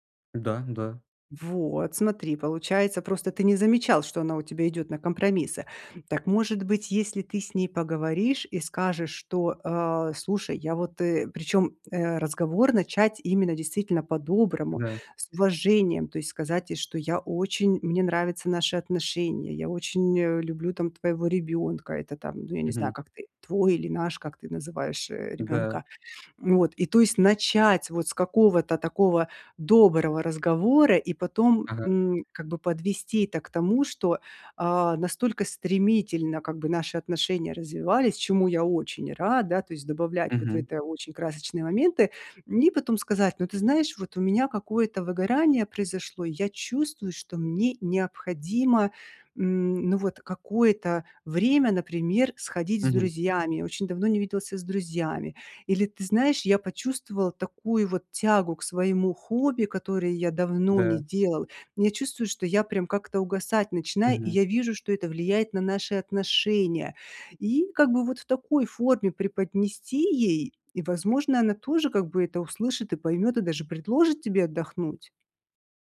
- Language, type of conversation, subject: Russian, advice, Как мне сочетать семейные обязанности с личной жизнью и не чувствовать вины?
- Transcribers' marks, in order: tapping